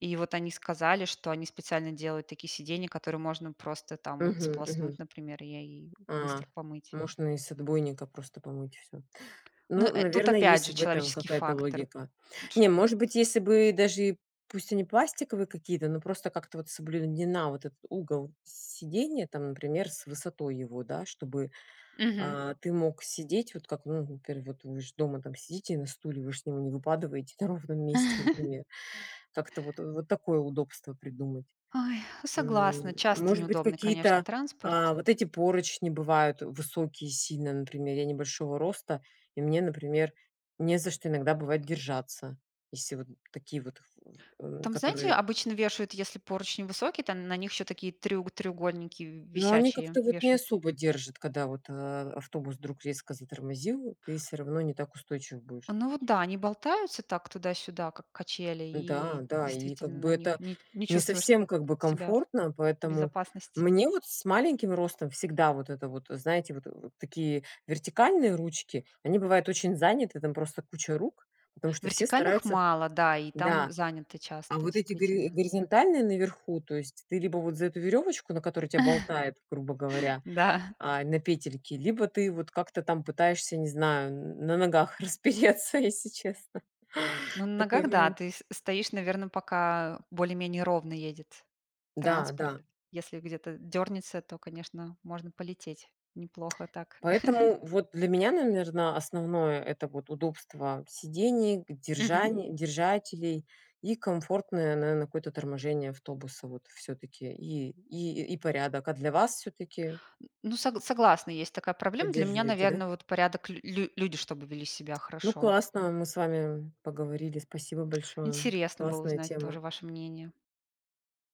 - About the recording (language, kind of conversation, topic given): Russian, unstructured, Что вас выводит из себя в общественном транспорте?
- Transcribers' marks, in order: other background noise; chuckle; chuckle; laughing while speaking: "ногах распереться, если честно"; tongue click; giggle; tapping